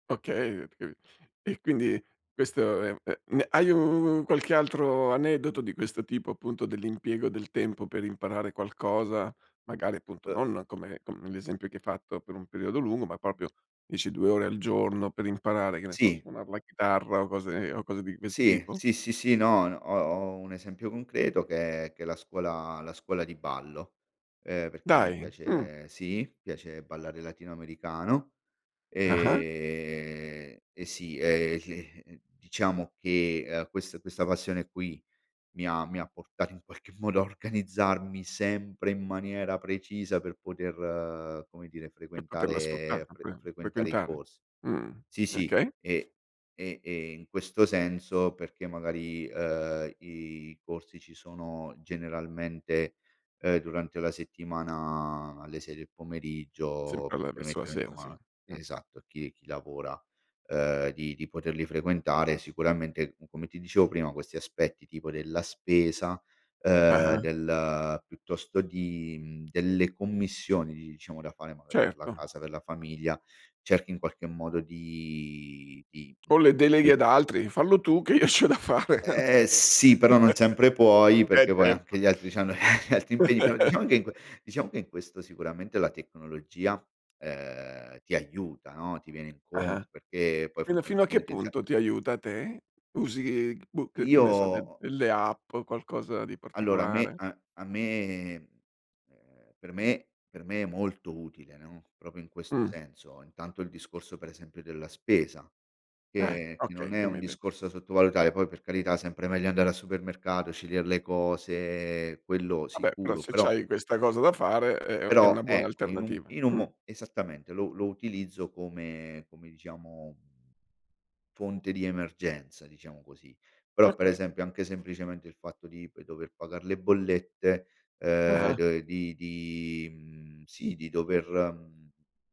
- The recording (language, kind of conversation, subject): Italian, podcast, Come trovi il tempo per imparare qualcosa di nuovo?
- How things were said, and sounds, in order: unintelligible speech; other noise; "proprio" said as "popio"; chuckle; laughing while speaking: "qualche modo a"; unintelligible speech; drawn out: "di"; unintelligible speech; laughing while speaking: "c'ho da fare"; chuckle